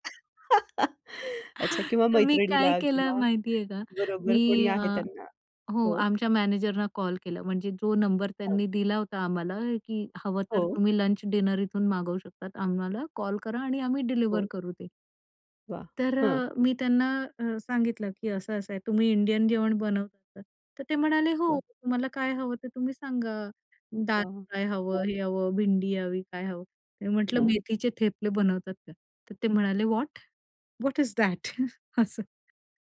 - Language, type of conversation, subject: Marathi, podcast, परदेशात असताना घरच्या जेवणाची चव किंवा स्वयंपाकघराचा सुगंध कधी आठवतो का?
- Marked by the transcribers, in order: laugh; other background noise; tapping; in English: "डिनर"; in English: "इंडियन"; in English: "व्हॉट? व्हॉट इज दॅट?"